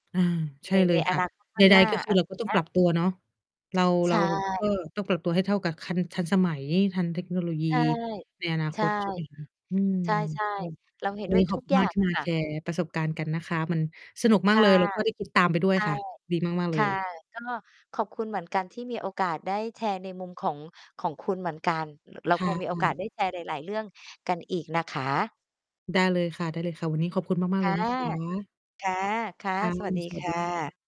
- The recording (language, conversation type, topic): Thai, unstructured, คุณเคยมีความทรงจำดีๆ จากการใช้เทคโนโลยีร่วมกับเพื่อนหรือครอบครัวบ้างไหม?
- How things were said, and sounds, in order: static; distorted speech; mechanical hum